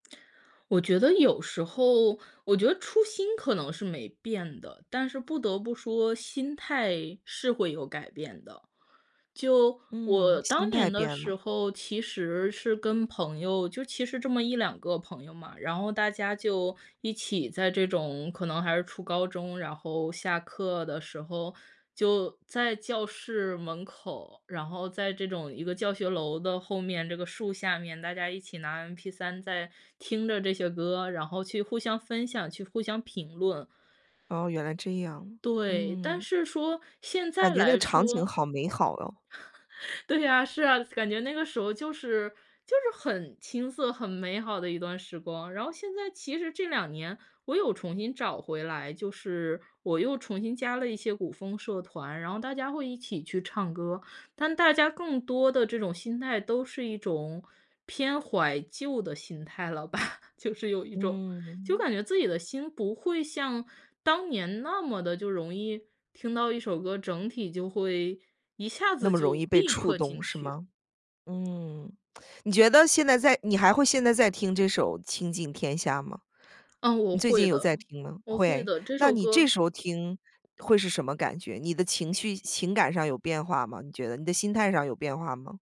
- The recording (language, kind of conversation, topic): Chinese, podcast, 哪一首歌最能代表你们曾经经历过的一段特别时光？
- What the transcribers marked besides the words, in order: other background noise; chuckle; laughing while speaking: "吧"